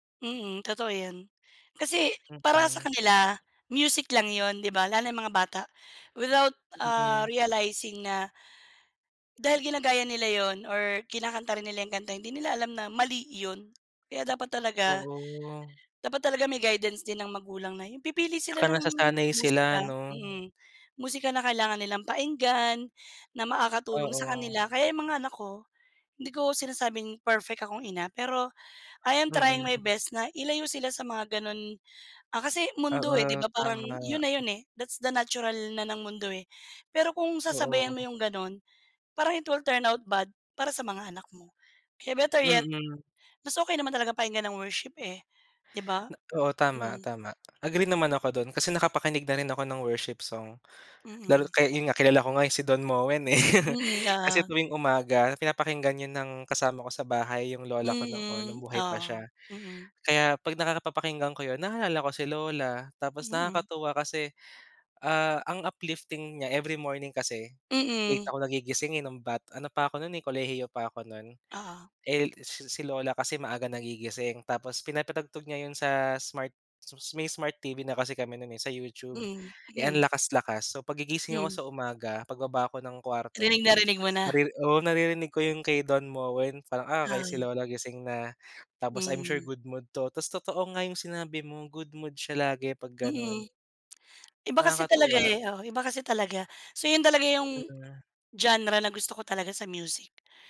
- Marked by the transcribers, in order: other background noise; tapping; in English: "I am trying my best"; in English: "That's the natural"; in English: "it will turn out bad"; in English: "better yet"; laugh; in English: "I'm sure good mood"
- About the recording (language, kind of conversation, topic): Filipino, unstructured, Paano nakaaapekto sa iyo ang musika sa araw-araw?